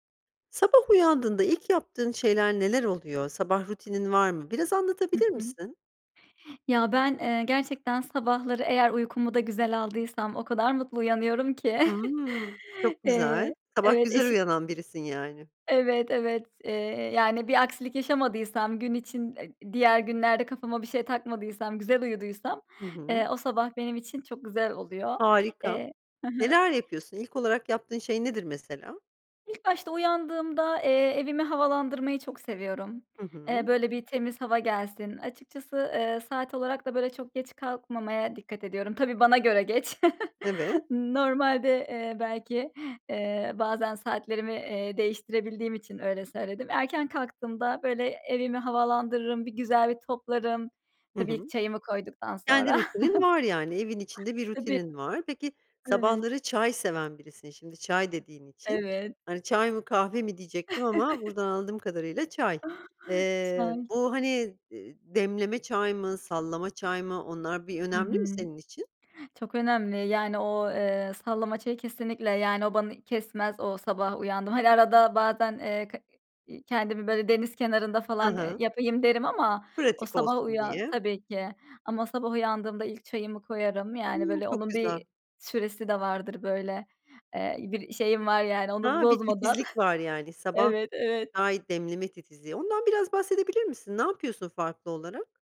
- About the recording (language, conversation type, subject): Turkish, podcast, Sabah uyandığınızda ilk yaptığınız şeyler nelerdir?
- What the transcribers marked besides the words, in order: other background noise; chuckle; chuckle; tapping; chuckle; chuckle; chuckle